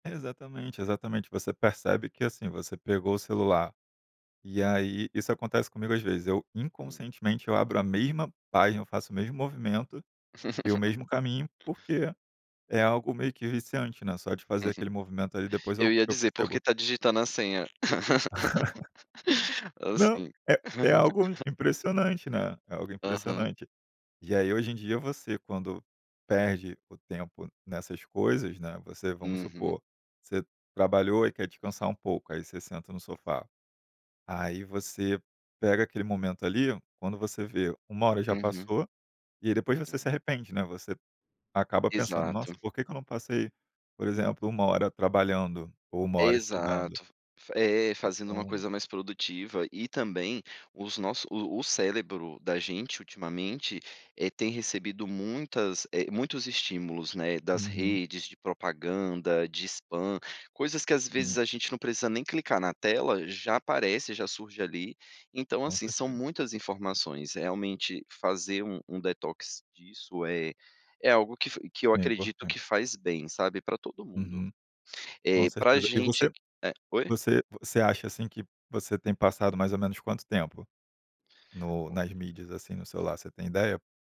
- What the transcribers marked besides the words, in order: laugh; other background noise; laugh; chuckle; laugh; tapping; unintelligible speech
- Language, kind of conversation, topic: Portuguese, podcast, Como você gerencia o tempo nas redes sociais?